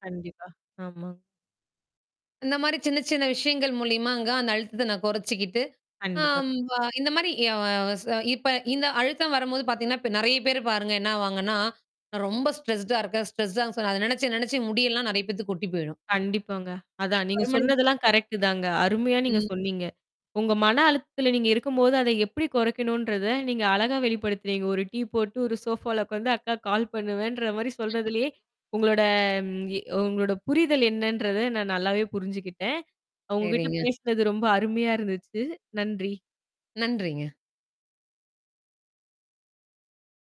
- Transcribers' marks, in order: distorted speech; unintelligible speech; in English: "ஸ்ட்ரெஸ்டா"; in English: "ஸ்ட்ரெஸ்டான்னு"; unintelligible speech; unintelligible speech; in English: "கால்"; drawn out: "உங்களோட"
- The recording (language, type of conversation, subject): Tamil, podcast, அழுத்தம் வந்தால் அதை நீங்கள் பொதுவாக எப்படி சமாளிப்பீர்கள்?